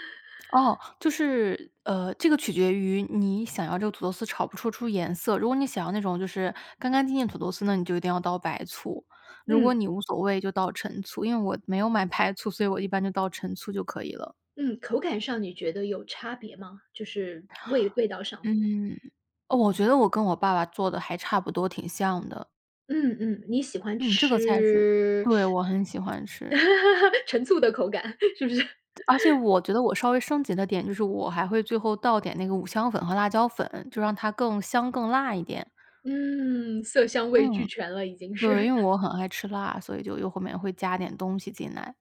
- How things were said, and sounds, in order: lip smack; drawn out: "吃"; laugh; laughing while speaking: "陈醋的口感，是不是？"; laugh; other noise; laughing while speaking: "是"
- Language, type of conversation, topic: Chinese, podcast, 家里传下来的拿手菜是什么？